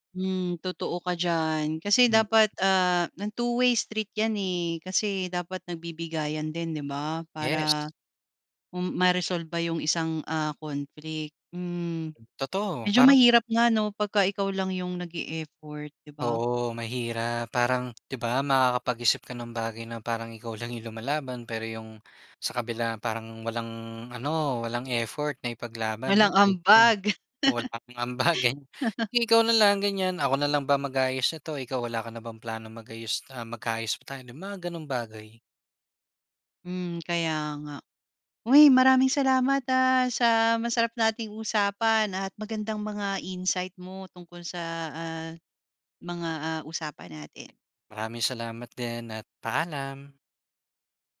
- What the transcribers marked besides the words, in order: tapping; in English: "two-way street"; other background noise; tongue click; unintelligible speech; laughing while speaking: "ambagan"; laugh; tongue click
- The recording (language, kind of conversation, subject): Filipino, podcast, Paano mo hinaharap ang hindi pagkakaintindihan?